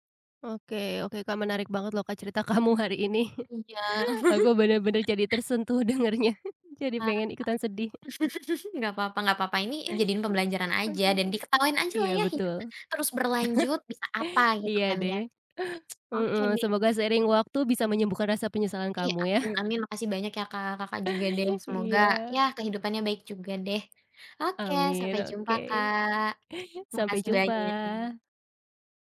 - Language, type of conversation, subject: Indonesian, podcast, Apa yang biasanya kamu lakukan terlebih dahulu saat kamu sangat menyesal?
- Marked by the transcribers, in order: laughing while speaking: "kamu"; chuckle; laughing while speaking: "dengarnya"; chuckle; chuckle; other background noise